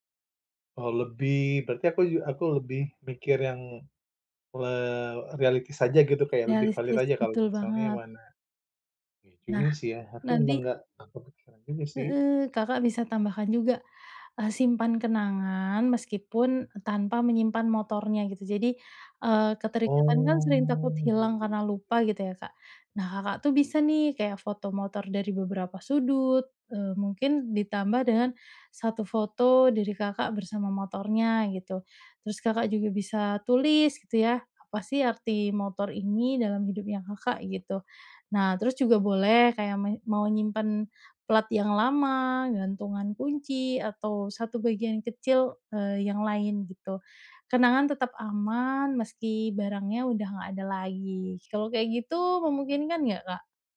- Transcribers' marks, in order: in English: "reality"; other background noise; drawn out: "Oh"
- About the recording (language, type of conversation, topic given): Indonesian, advice, Bagaimana cara melepaskan keterikatan emosional pada barang-barang saya?